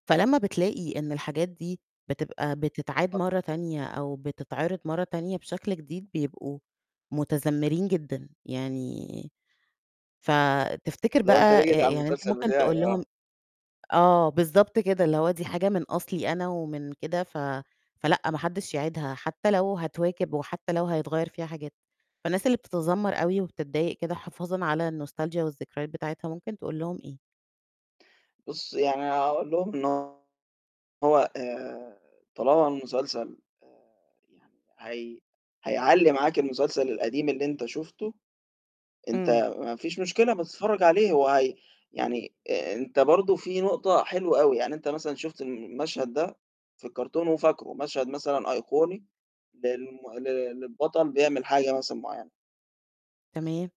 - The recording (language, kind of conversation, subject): Arabic, podcast, إيه رأيك في الريميكات وإعادة تقديم الأعمال القديمة؟
- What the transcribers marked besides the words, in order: unintelligible speech; in English: "الnostalgia"; distorted speech